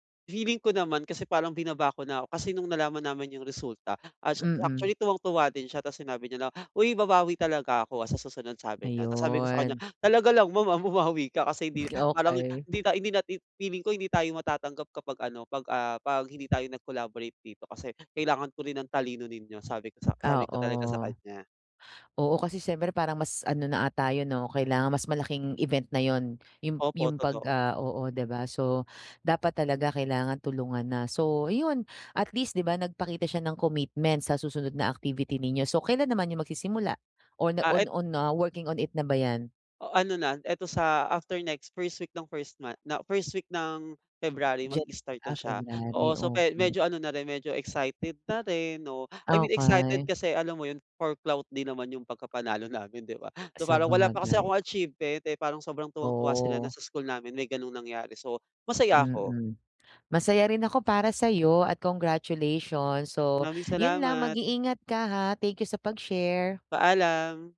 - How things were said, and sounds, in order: other background noise
- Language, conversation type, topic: Filipino, advice, Paano namin mapapanatili ang motibasyon sa aming kolaborasyon?